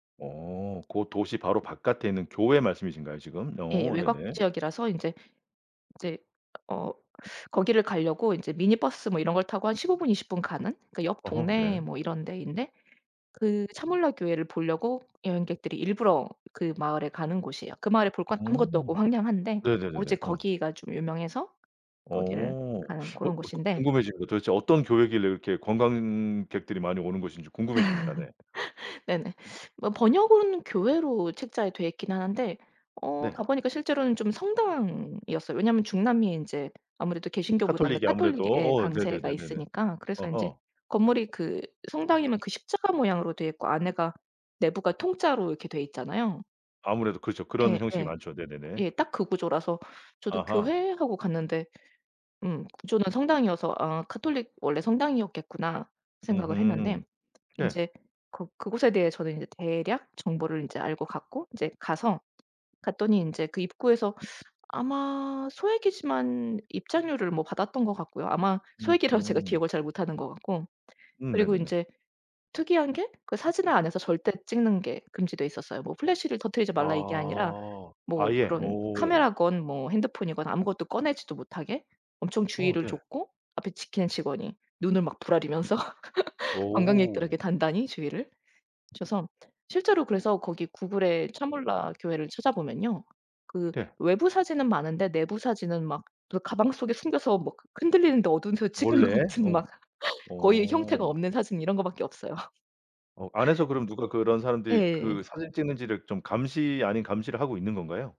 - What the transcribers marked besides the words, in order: other background noise; tapping; laugh; laughing while speaking: "부라리면서"; laugh; laughing while speaking: "찍은 것 같은"; laugh; laughing while speaking: "없어요"; laugh
- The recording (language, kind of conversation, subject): Korean, podcast, 잊지 못할 여행 경험이 하나 있다면 소개해주실 수 있나요?